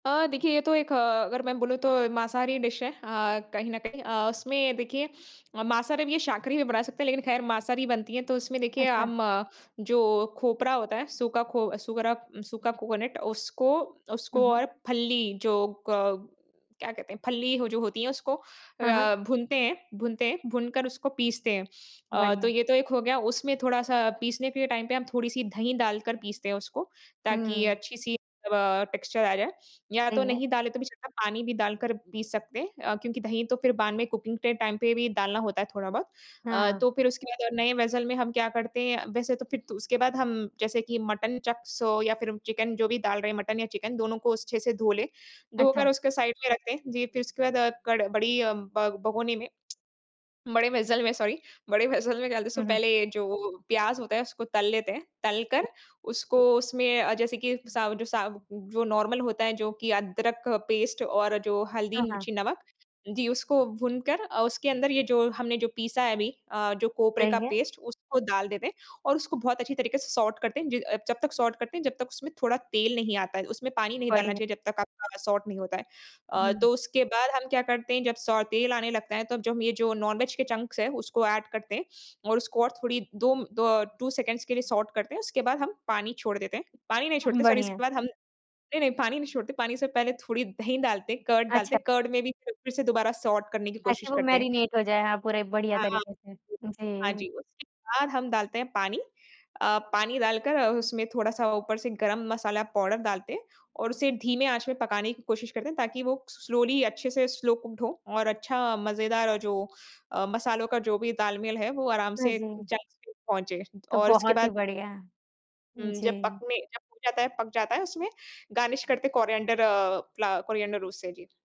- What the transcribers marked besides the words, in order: in English: "डिश"; "शाकाहारी" said as "शाकरी"; in English: "कोकोनट"; in English: "टाइम"; in English: "टेक्सचर"; in English: "कुकिंग"; in English: "टाइम"; in English: "वेसेल"; in English: "चक्स"; in English: "साइड"; in English: "वेसेल"; in English: "सॉरी"; in English: "वेसेल"; in English: "नॉर्मल"; in English: "पेस्ट"; in English: "पेस्ट"; in English: "सॉट"; in English: "सॉट"; in English: "सॉट"; in English: "नॉन वेज"; in English: "चंक्स"; in English: "ऐड"; in English: "टू सेकंड़्स"; in English: "सॉट"; in English: "सॉरी"; in English: "कर्ड"; in English: "कर्ड"; in English: "सॉट"; in English: "मैरिनेट"; other background noise; in English: "स्लोली"; in English: "स्लो कुक्ड"; in English: "चंक्स"; in English: "गार्निश"; in English: "कोरिएंडर"; in English: "कोरिएंडर"
- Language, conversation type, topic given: Hindi, podcast, त्योहारों में पारंपरिक पकवान बनाम नए व्यंजन पर आपकी क्या राय है?